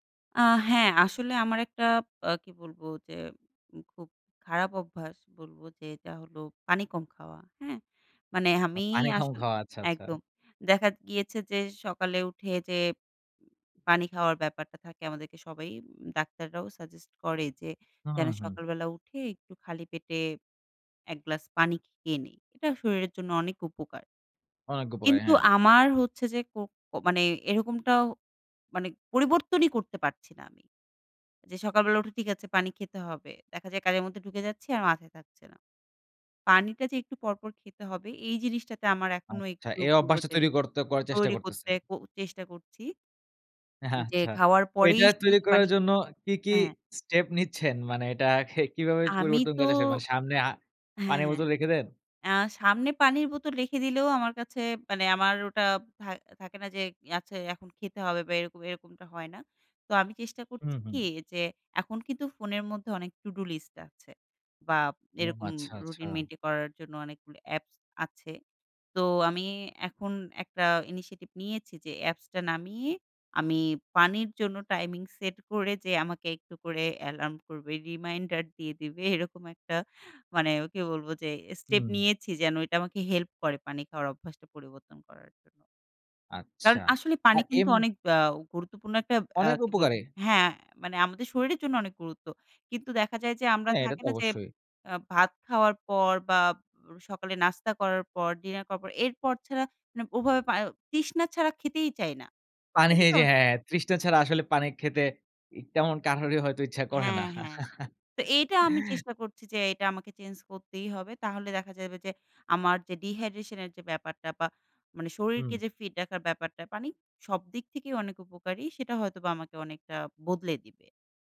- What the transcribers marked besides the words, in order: laughing while speaking: "এহা আচ্ছা"; laughing while speaking: "এটাখে"; "এটাকে" said as "এটাখে"; in English: "to do list"; in English: "initiative"; laughing while speaking: "এরকম"; "তৃষ্ণা" said as "তিষ্ণা"; "কারোরই" said as "কাহরোরই"; laugh; in English: "dyhydration"
- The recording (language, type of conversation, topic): Bengali, podcast, কোন ছোট অভ্যাস বদলে তুমি বড় পরিবর্তন এনেছ?